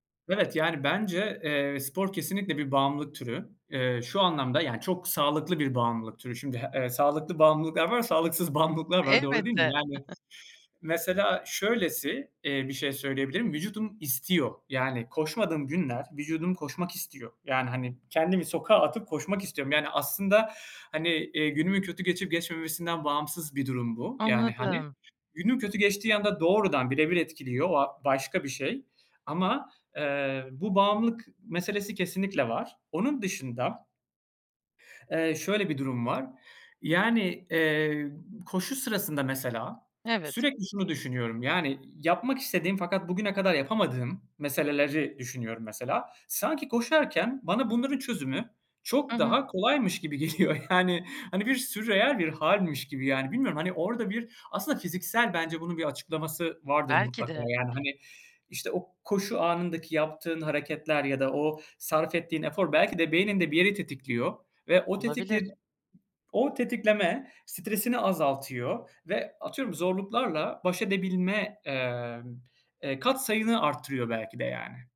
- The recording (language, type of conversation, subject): Turkish, podcast, Kötü bir gün geçirdiğinde kendini toparlama taktiklerin neler?
- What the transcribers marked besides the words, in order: tapping; chuckle; other background noise; laughing while speaking: "geliyor, yani"